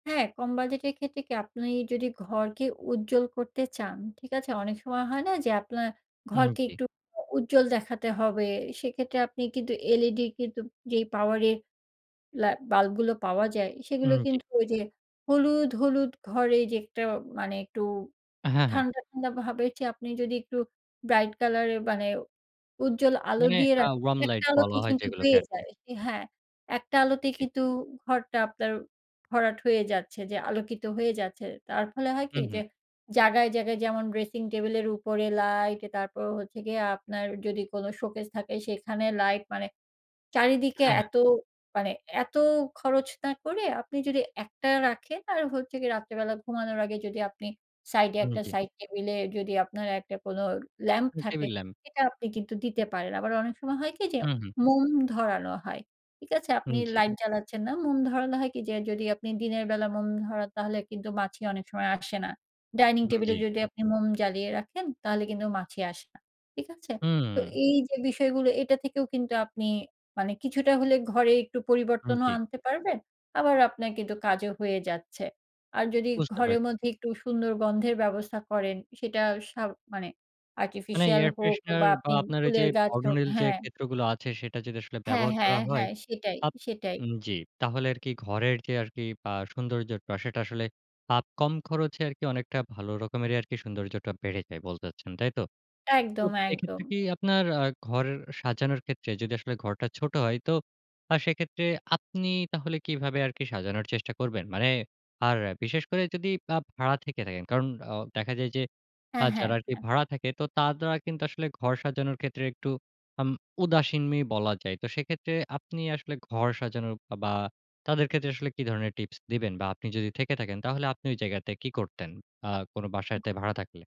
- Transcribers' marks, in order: other background noise; in English: "artificial"; "তারা" said as "তাদ্রা"; "উদাসীনই" said as "উদাসীনমি"
- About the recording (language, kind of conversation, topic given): Bengali, podcast, কম বাজেটে ঘর সাজানোর টিপস বলবেন?